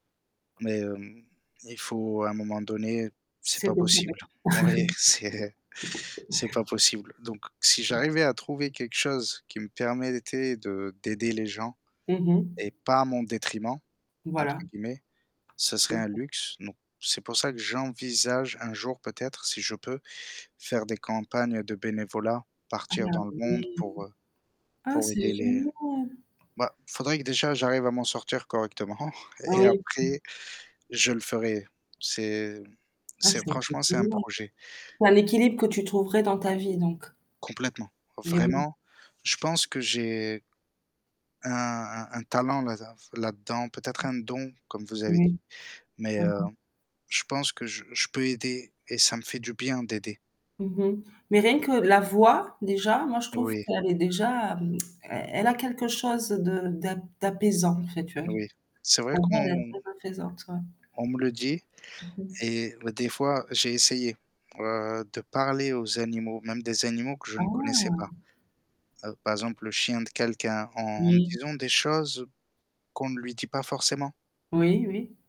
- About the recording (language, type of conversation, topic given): French, unstructured, Quelles sont les valeurs fondamentales qui guident vos choix de vie ?
- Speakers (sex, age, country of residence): female, 35-39, Portugal; male, 30-34, France
- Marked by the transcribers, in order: static; tapping; distorted speech; laughing while speaking: "Oui, c'est"; laugh; laughing while speaking: "correctement"; tsk